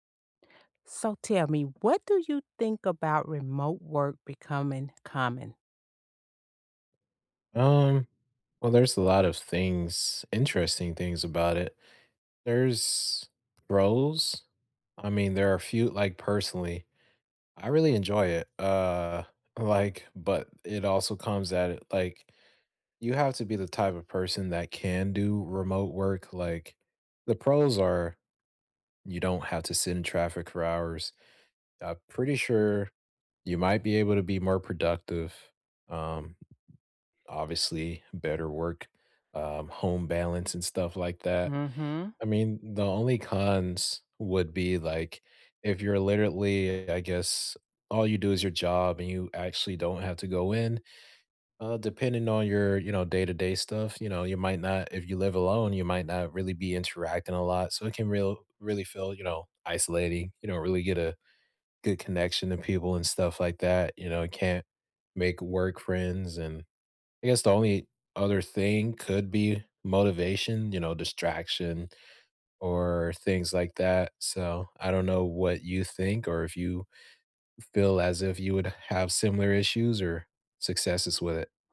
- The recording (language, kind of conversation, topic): English, unstructured, What do you think about remote work becoming so common?
- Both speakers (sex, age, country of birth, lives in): female, 55-59, United States, United States; male, 20-24, United States, United States
- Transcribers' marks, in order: tapping; drawn out: "or"